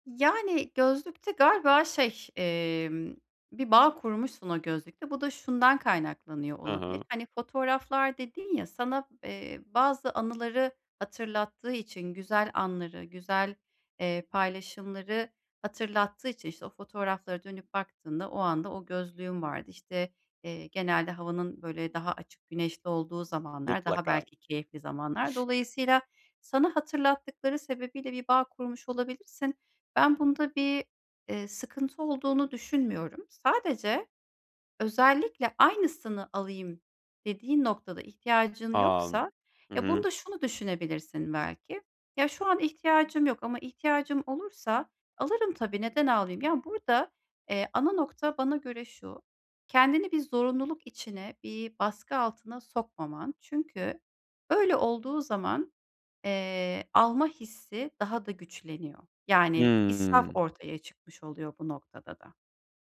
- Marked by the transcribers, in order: tapping; other background noise
- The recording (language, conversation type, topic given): Turkish, advice, Elimdeki eşyaların değerini nasıl daha çok fark edip israfı azaltabilirim?